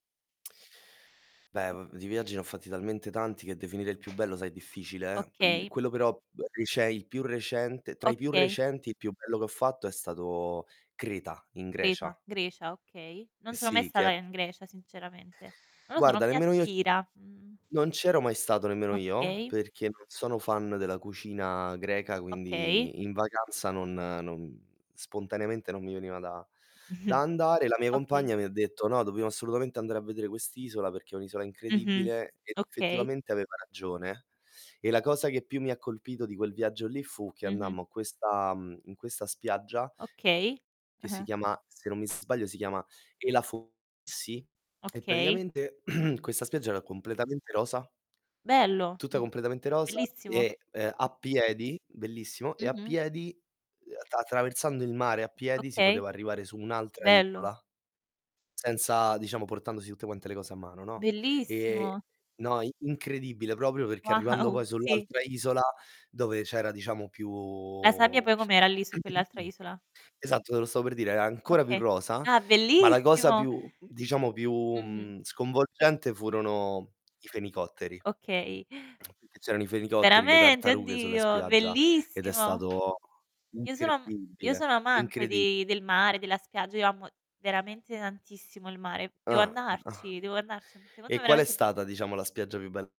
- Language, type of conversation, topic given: Italian, unstructured, Cosa rende un viaggio davvero speciale per te?
- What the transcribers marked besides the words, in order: other background noise; "cioè" said as "ceh"; static; distorted speech; chuckle; throat clearing; laughing while speaking: "Wow"; tapping